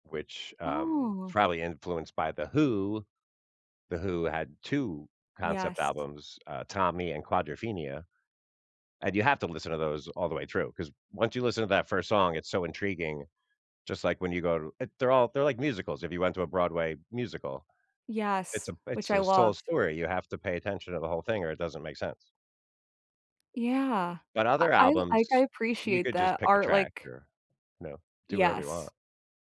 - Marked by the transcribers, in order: none
- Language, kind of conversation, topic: English, unstructured, How do you decide whether to listen to a long album from start to finish or to choose individual tracks?
- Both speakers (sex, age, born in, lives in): female, 30-34, United States, United States; male, 50-54, United States, United States